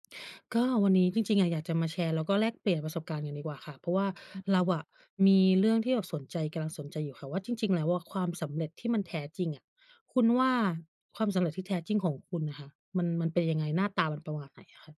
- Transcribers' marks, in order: none
- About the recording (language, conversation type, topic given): Thai, unstructured, คุณคิดว่าความสำเร็จที่แท้จริงในชีวิตคืออะไร?